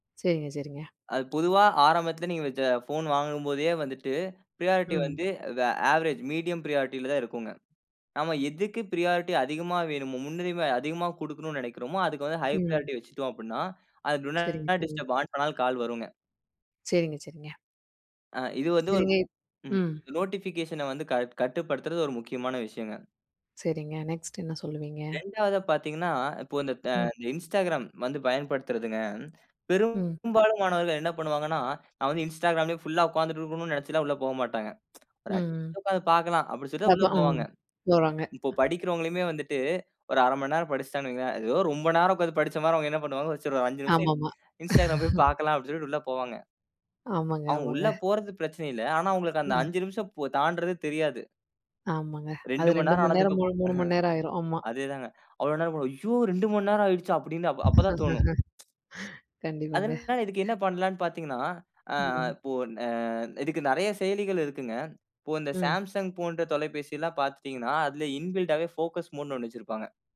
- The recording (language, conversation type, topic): Tamil, podcast, தொலைப்பேசியும் சமூக ஊடகங்களும் கவனத்தைச் சிதறடிக்கும் போது, அவற்றைப் பயன்படுத்தும் நேரத்தை நீங்கள் எப்படி கட்டுப்படுத்துவீர்கள்?
- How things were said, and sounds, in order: other background noise; in English: "ஃப்ரியாரிட்டி"; in English: "அவரேஜ், மீடியம் ஃப்ரியாரிட்டில"; in English: "ஃப்ரியாரிட்டி"; in English: "ஹை ஃப்ரியாரிட்டி"; in English: "'டூ நாட் டிஸ்டர்ப்' ஆன்"; in English: "நோட்டிபிகேஷன"; in English: "நெக்ஸ்ட்"; tsk; laugh; other noise; chuckle; laughing while speaking: "கண்டிப்பாங்க"; tsk; in English: "இன்பில்ட்டாவே ஃபோகஸ் மோட்ன்னு"